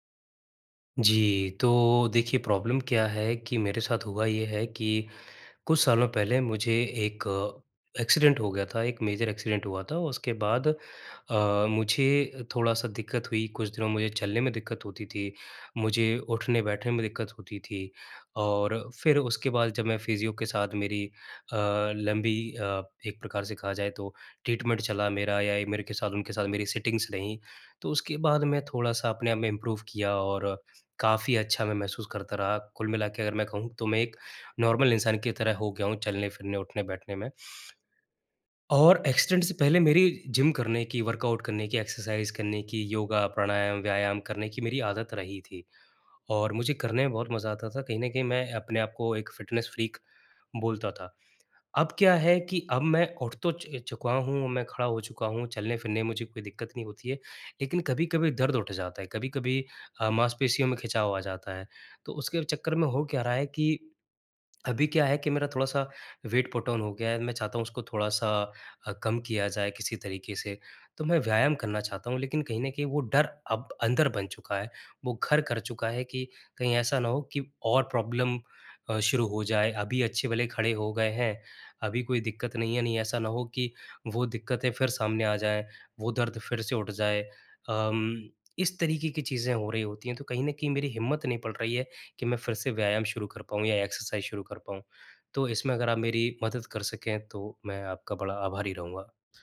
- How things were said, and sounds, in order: in English: "प्रॉब्लम"; in English: "एक्सीडेंट"; in English: "मेजर एक्सीडेंट"; in English: "ट्रीटमेंट"; in English: "सिटिंग्स"; in English: "इम्प्रूव"; in English: "नॉर्मल"; sniff; in English: "एक्सीडेंट"; in English: "वर्कआउट"; in English: "एक्सरसाइज़"; in English: "फ़िटनेस फ्रीक"; in English: "वेट पुट ऑन"; in English: "प्रॉब्लम"; in English: "एक्सरसाइज़"
- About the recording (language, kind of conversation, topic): Hindi, advice, पुरानी चोट के बाद फिर से व्यायाम शुरू करने में डर क्यों लगता है और इसे कैसे दूर करें?